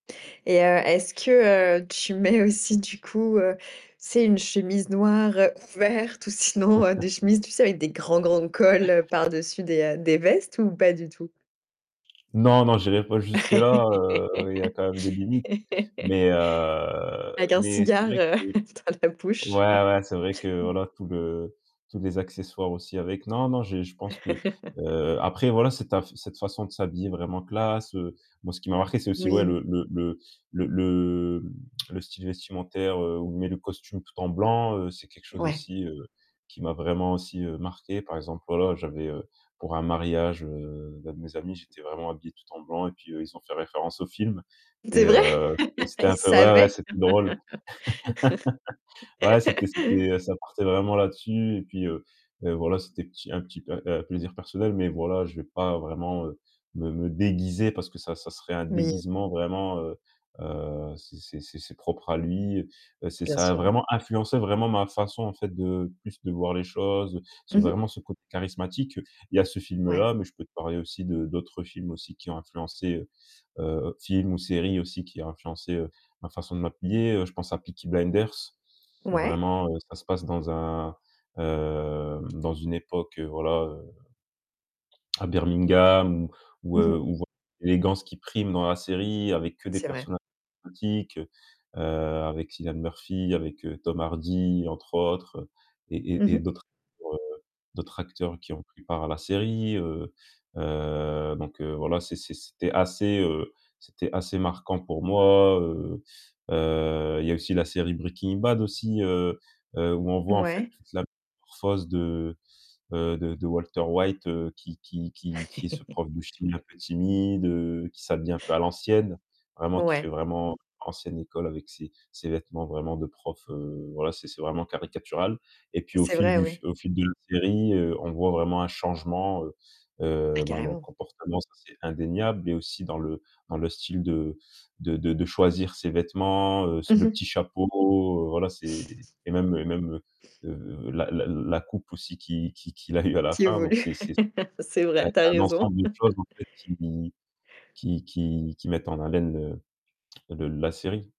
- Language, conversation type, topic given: French, podcast, Quel film a influencé ta façon de t’habiller ?
- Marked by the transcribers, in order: chuckle; tapping; distorted speech; other noise; laugh; drawn out: "heu"; chuckle; laughing while speaking: "dans la bouche"; chuckle; laugh; tsk; chuckle; laugh; chuckle; stressed: "déguiser"; stressed: "influencé"; other background noise; drawn out: "heu"; chuckle; chuckle; chuckle